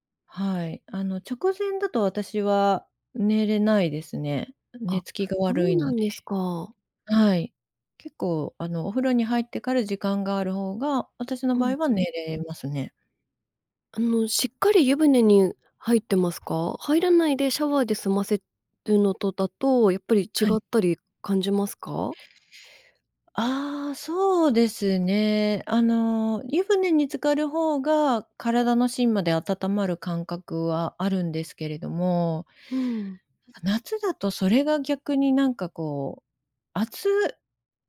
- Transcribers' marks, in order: none
- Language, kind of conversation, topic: Japanese, podcast, 快適に眠るために普段どんなことをしていますか？